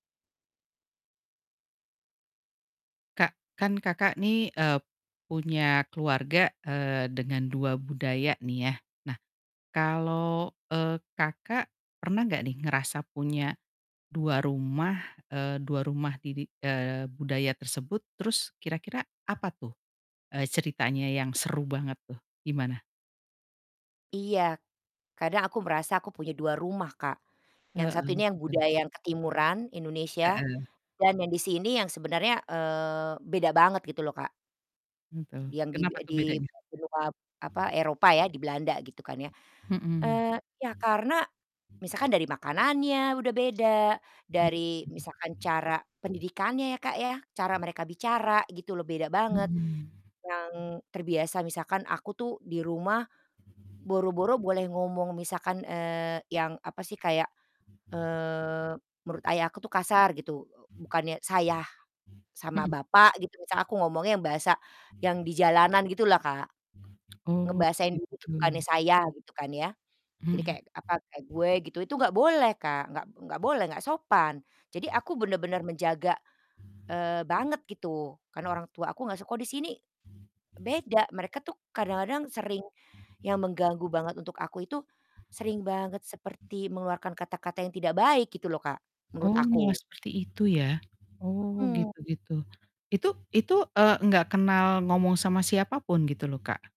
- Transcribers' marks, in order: static; distorted speech; other background noise
- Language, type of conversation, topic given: Indonesian, podcast, Pernahkah kamu merasa hidup di antara dua budaya, dan seperti apa pengalamanmu menjalaninya?